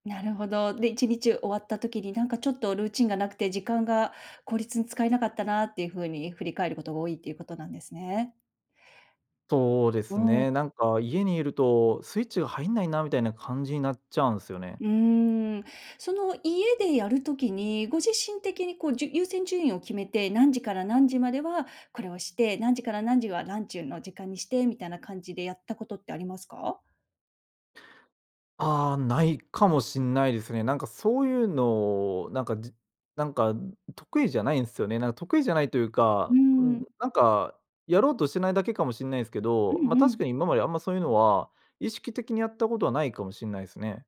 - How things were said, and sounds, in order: none
- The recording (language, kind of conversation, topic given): Japanese, advice, ルーチンがなくて時間を無駄にしていると感じるのはなぜですか？